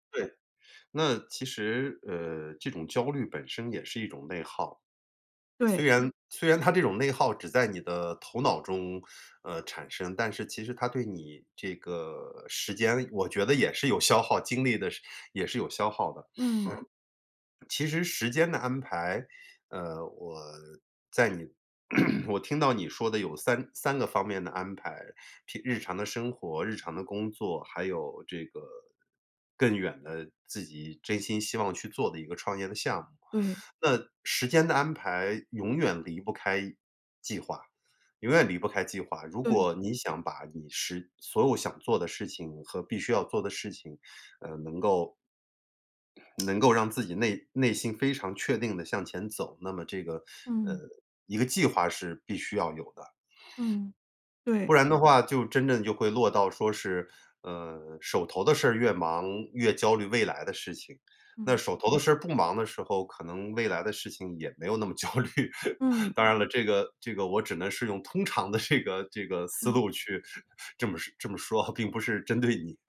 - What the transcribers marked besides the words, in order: other noise; throat clearing; lip smack; laughing while speaking: "焦虑"; laughing while speaking: "这个"
- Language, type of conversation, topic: Chinese, advice, 平衡创业与个人生活